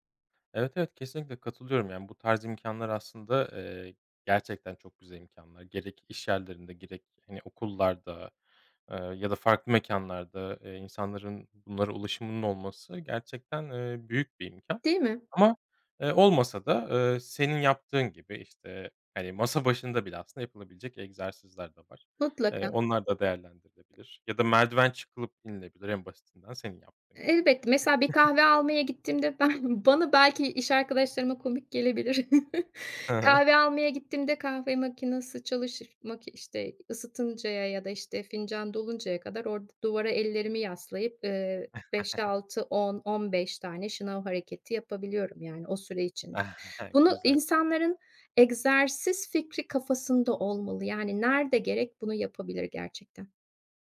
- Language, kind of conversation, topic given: Turkish, podcast, Egzersizi günlük rutine dahil etmenin kolay yolları nelerdir?
- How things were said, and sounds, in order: other background noise; giggle; laughing while speaking: "ben"; chuckle; giggle; chuckle